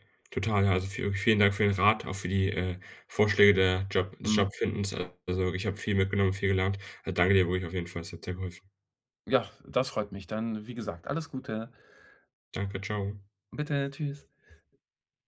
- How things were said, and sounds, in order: joyful: "alles Gute"; joyful: "Bitte, tschüss"
- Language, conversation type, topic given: German, advice, Wie kann ich mein Geld besser planen und bewusster ausgeben?